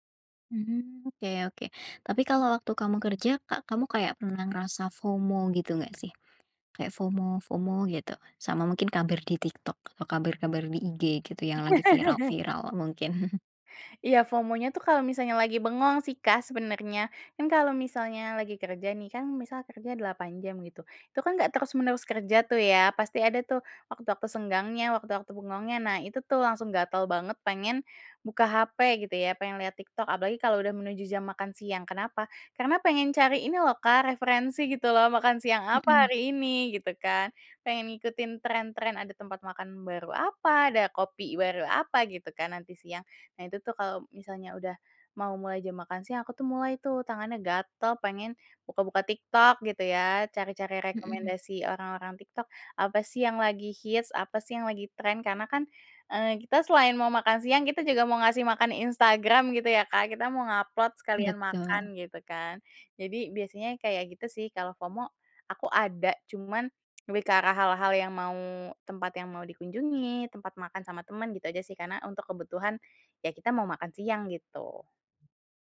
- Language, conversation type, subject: Indonesian, podcast, Apa trik sederhana yang kamu pakai agar tetap fokus bekerja tanpa terganggu oleh ponsel?
- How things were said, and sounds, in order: laugh; laughing while speaking: "mungkin?"; in English: "nge-upload"; other background noise